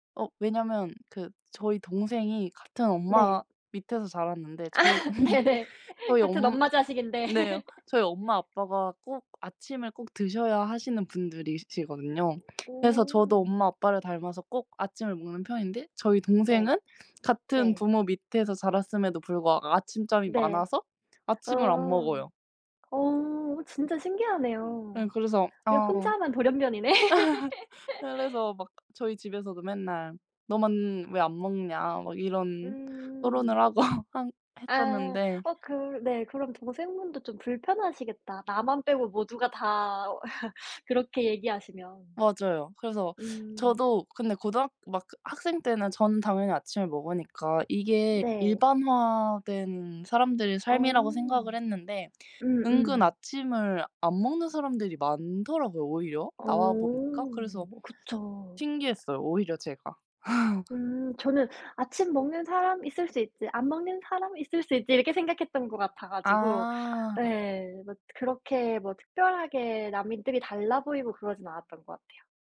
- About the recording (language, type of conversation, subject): Korean, unstructured, 아침에는 샤워와 아침식사 중 무엇을 먼저 하시나요?
- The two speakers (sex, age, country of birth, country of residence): female, 20-24, South Korea, Philippines; female, 25-29, South Korea, United States
- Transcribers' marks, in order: tapping; laughing while speaking: "아 네네"; other background noise; laugh; laugh; laugh; laughing while speaking: "돌연변이네"; laugh; laughing while speaking: "하고"; laugh; laugh